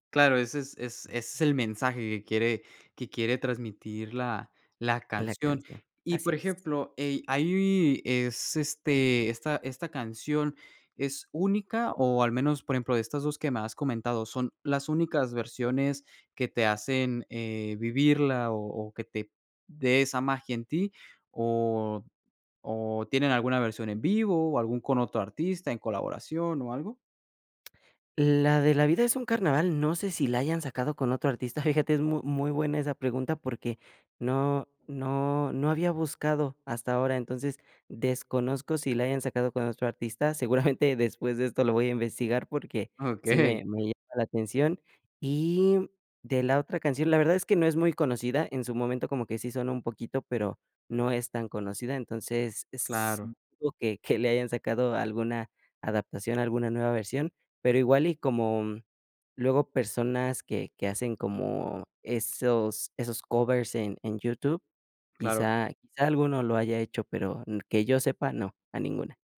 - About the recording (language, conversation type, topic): Spanish, podcast, ¿Qué canción te pone de buen humor al instante?
- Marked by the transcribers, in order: other background noise